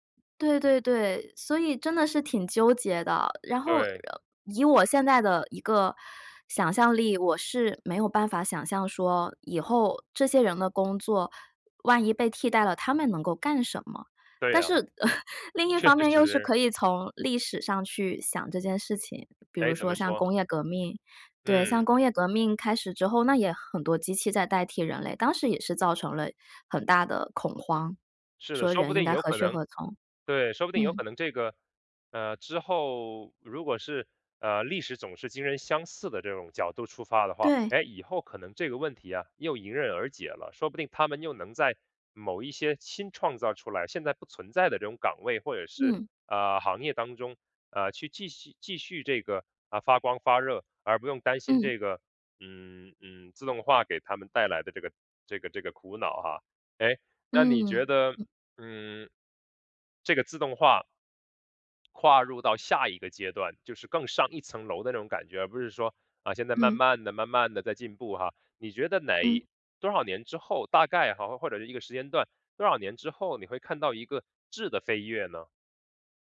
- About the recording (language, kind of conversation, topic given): Chinese, podcast, 未来的工作会被自动化取代吗？
- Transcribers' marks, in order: laugh